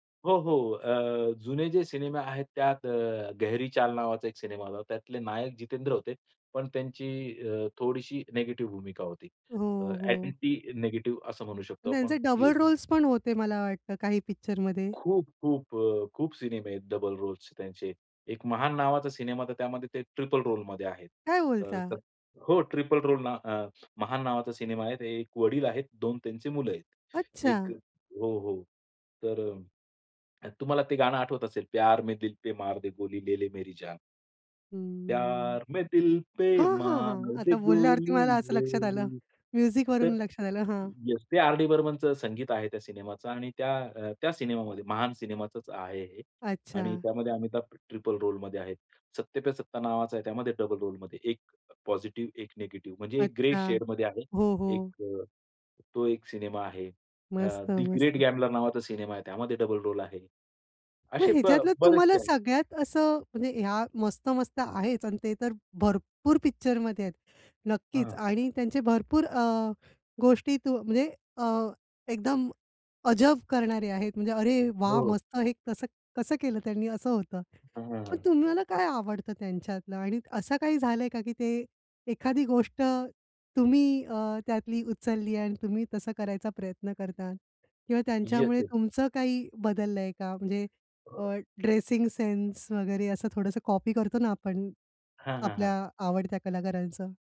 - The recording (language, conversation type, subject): Marathi, podcast, तुझ्यावर सर्वाधिक प्रभाव टाकणारा कलाकार कोण आहे?
- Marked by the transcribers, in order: in English: "ॲक्टिंग नेगेटिव्ह"; in English: "डबल रोल्स"; in English: "डबल रोल्स"; in English: "ट्रिपल रोल"; surprised: "काय बोलता?"; in English: "ट्रिपल रोल"; drawn out: "हं"; singing: "प्यार में दिल पे मार दे गोली ले ले"; in English: "म्युजिक"; in English: "ट्रिपल रोल"; in English: "डबल रोल"; in English: "ग्रे शेड"; in English: "डबल रोल"; tapping; other noise; in English: "कॉपी"